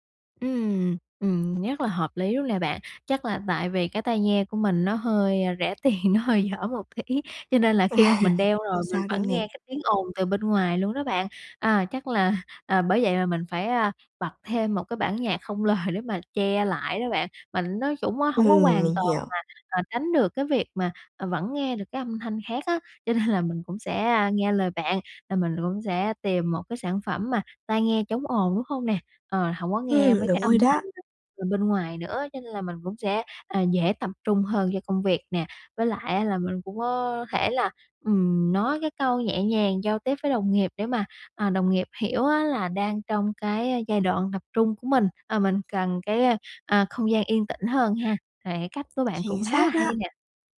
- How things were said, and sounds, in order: tapping; laughing while speaking: "tiền"; laughing while speaking: "tí"; laugh; other background noise; laughing while speaking: "là"; laughing while speaking: "lời"; laughing while speaking: "nên"; unintelligible speech
- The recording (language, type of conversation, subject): Vietnamese, advice, Làm thế nào để điều chỉnh không gian làm việc để bớt mất tập trung?
- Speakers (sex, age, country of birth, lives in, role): female, 20-24, Vietnam, Vietnam, advisor; female, 20-24, Vietnam, Vietnam, user